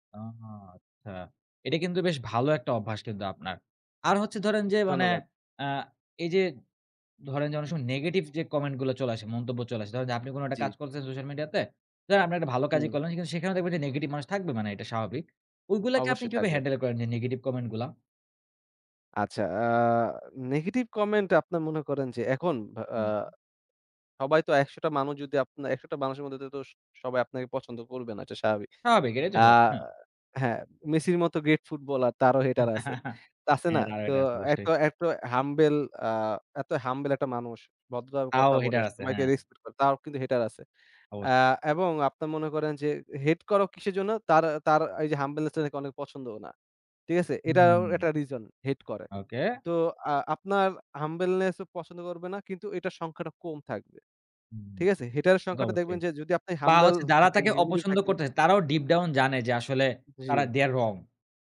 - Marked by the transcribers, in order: chuckle; unintelligible speech; in English: "হাম্বেল"; in English: "হাম্বেল"; in English: "হাম্বলনেস"; in English: "হাম্বলনেস"; unintelligible speech; in English: "They are wrong"
- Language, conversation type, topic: Bengali, podcast, সামাজিক মাধ্যমে আপনার কাজ শেয়ার করার নিয়ম কী?